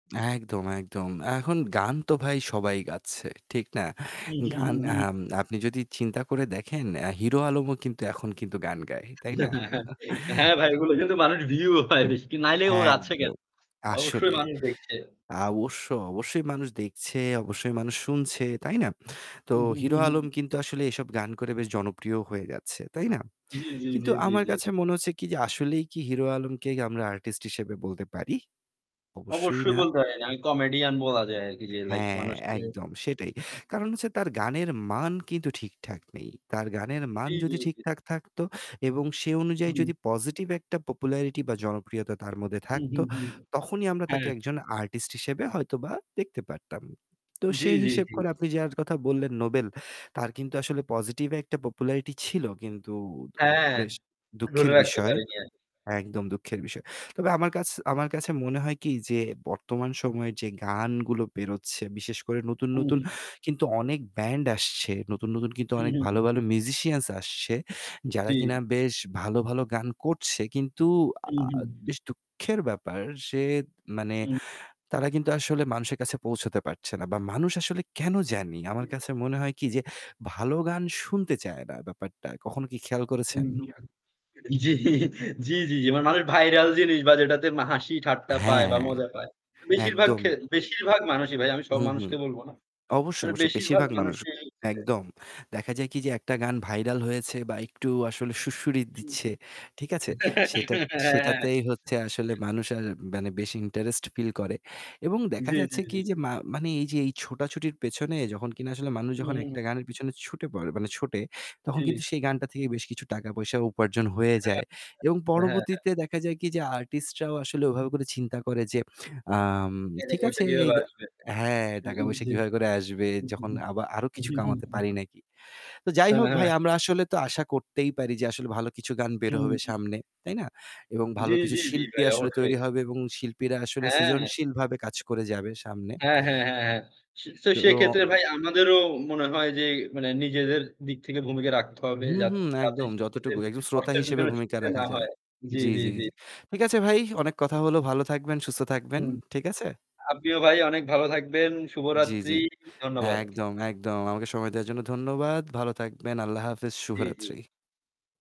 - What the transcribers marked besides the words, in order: static; unintelligible speech; giggle; laughing while speaking: "হ্যাঁ ভাই ওগুলো কিন্তু মানুষের view হয় বেশি"; chuckle; in English: "view"; "অবশ্যই" said as "আবশ্যই"; other background noise; in English: "comedian"; in English: "musicians"; unintelligible speech; laughing while speaking: "জ্বি, জ্বি, জ্বি, জ্বি"; in English: "viral"; in English: "viral"; giggle; tapping; laughing while speaking: "হ্যাঁ, হ্যাঁ"; unintelligible speech; chuckle; unintelligible speech
- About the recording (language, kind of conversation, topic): Bengali, unstructured, গানশিল্পীরা কি এখন শুধু অর্থের পেছনে ছুটছেন?